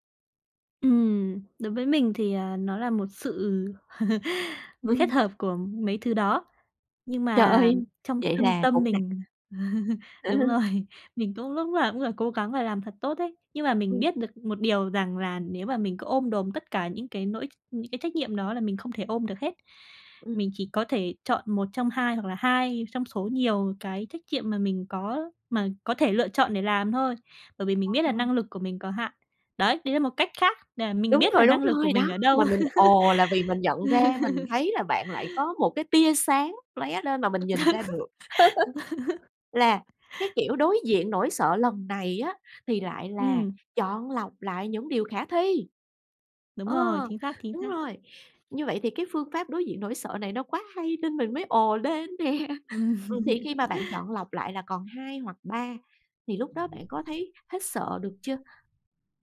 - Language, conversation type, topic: Vietnamese, podcast, Bạn đối diện với nỗi sợ thay đổi như thế nào?
- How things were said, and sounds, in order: tapping; laugh; "kết" said as "khết"; laugh; laughing while speaking: "rồi"; laugh; laugh; laugh; laugh; other background noise; laughing while speaking: "nè"; laugh